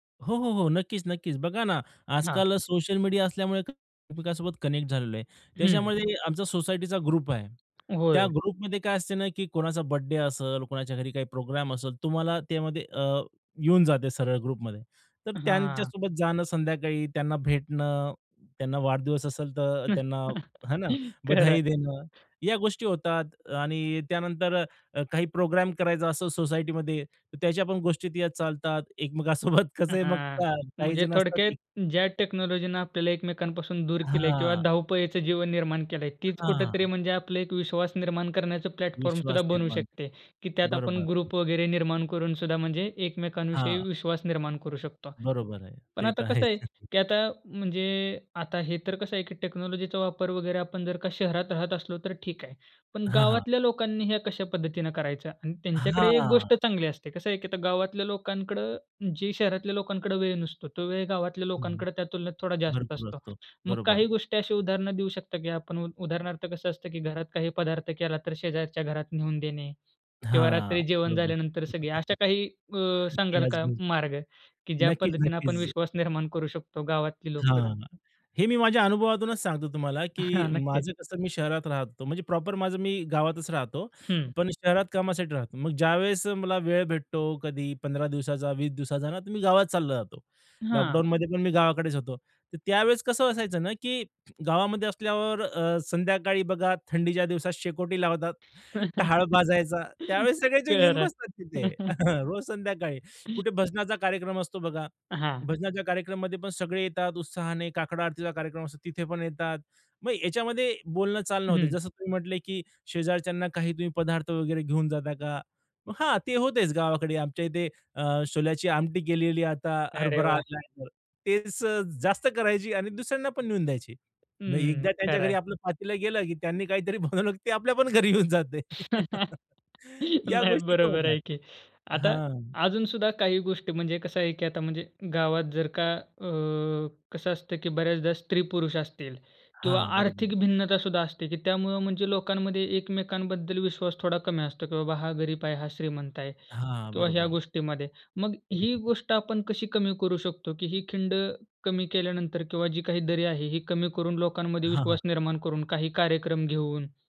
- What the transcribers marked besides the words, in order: other background noise; in English: "कनेक्ट"; in English: "ग्रुप"; tapping; in English: "ग्रुपमध्ये"; in English: "ग्रुपमध्ये"; chuckle; laughing while speaking: "खरं आहे"; laughing while speaking: "एकमेकांसोबत कसं आहे मग"; in English: "टेक्नॉलॉजीनं"; drawn out: "हां"; in English: "प्लॅटफॉर्मसुद्धा"; in English: "ग्रुप"; laughing while speaking: "आहेच"; chuckle; in English: "टेक्नॉलॉजीचा"; laugh; unintelligible speech; laughing while speaking: "हां. नक्कीच"; in English: "प्रॉपर"; laugh; laughing while speaking: "खरं आहे"; laughing while speaking: "टहाळ भाजायचा. त्यावेळेस सगळेजण येऊन बसतात तिथे, रोज संध्याकाळी"; laugh; anticipating: "कुठे भजनाचा कार्यक्रम असतो, बघा … तिथे पण येतात"; joyful: "अरे वाह!"; giggle; laughing while speaking: "नाही, बरोबर आहे की"; laughing while speaking: "बनवलं, की ते आपल्या पण घरी येऊन जाते. या गोष्टी पण होतात"; laugh; chuckle
- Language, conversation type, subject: Marathi, podcast, गावात किंवा वसाहतीत एकमेकांवरील विश्वास कसा वाढवता येईल?
- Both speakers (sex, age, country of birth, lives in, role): male, 20-24, India, India, host; male, 30-34, India, India, guest